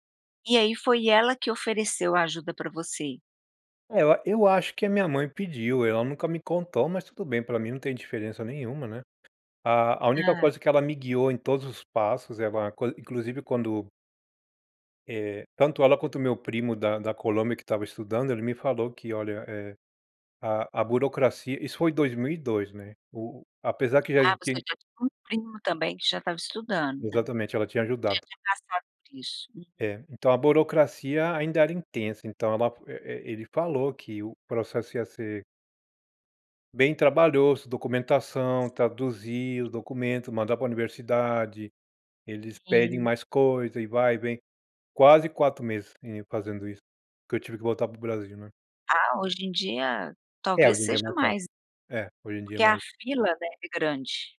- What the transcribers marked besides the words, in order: tapping
- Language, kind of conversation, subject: Portuguese, podcast, Que conselhos você daria a quem está procurando um bom mentor?